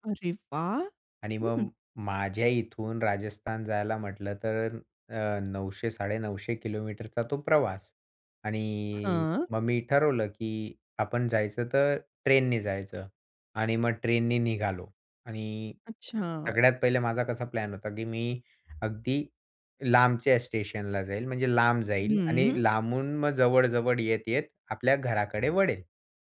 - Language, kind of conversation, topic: Marathi, podcast, प्रवासात तुमचं सामान कधी हरवलं आहे का, आणि मग तुम्ही काय केलं?
- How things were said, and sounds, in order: other background noise